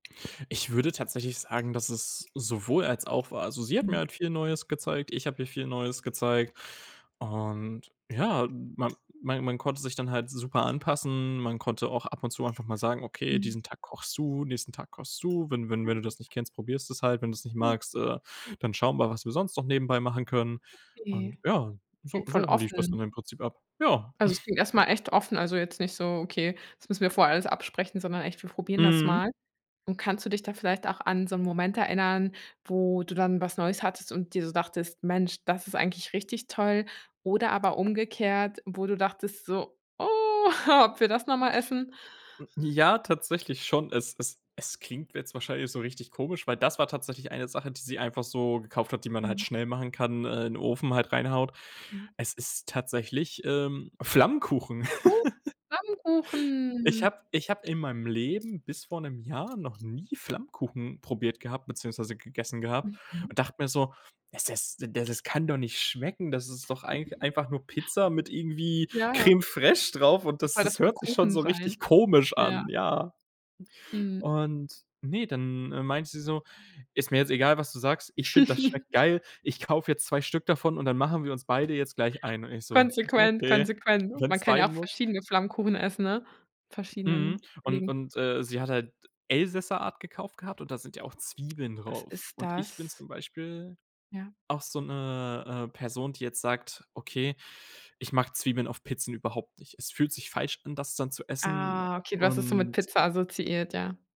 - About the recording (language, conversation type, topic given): German, podcast, Wie gehst du vor, wenn du neue Gerichte probierst?
- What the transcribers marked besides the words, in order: chuckle; put-on voice: "Oh!"; chuckle; other background noise; other noise; joyful: "Oh. Flammkuchen!"; laugh; stressed: "nie"; anticipating: "Crème Fraîche drauf"; laugh; stressed: "Zwiebeln"